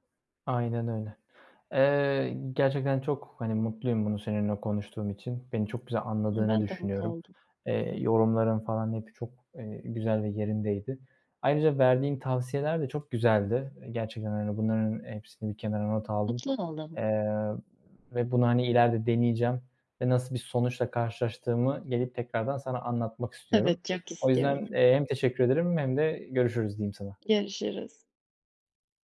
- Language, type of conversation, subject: Turkish, advice, Gün içindeki stresi azaltıp gece daha rahat uykuya nasıl geçebilirim?
- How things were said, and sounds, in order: tapping; other background noise